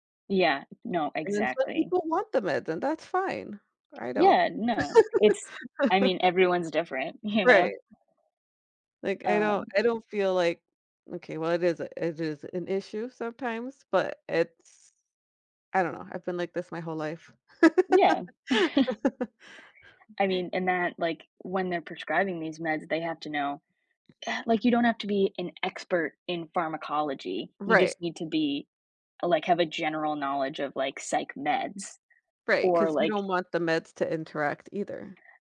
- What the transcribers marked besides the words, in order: tapping; other background noise; laugh; laughing while speaking: "you"; chuckle; laugh; sigh
- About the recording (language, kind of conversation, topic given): English, unstructured, How do you decide whether to focus on one skill or develop a range of abilities in your career?
- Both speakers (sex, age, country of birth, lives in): female, 20-24, United States, United States; female, 35-39, United States, United States